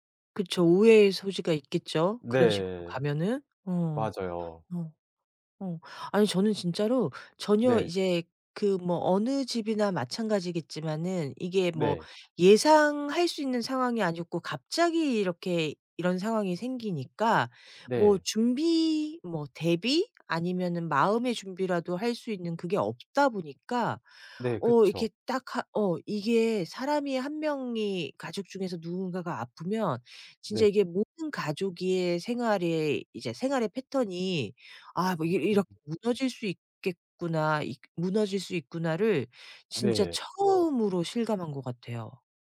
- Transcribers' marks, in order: none
- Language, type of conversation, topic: Korean, advice, 가족 돌봄 책임에 대해 어떤 점이 가장 고민되시나요?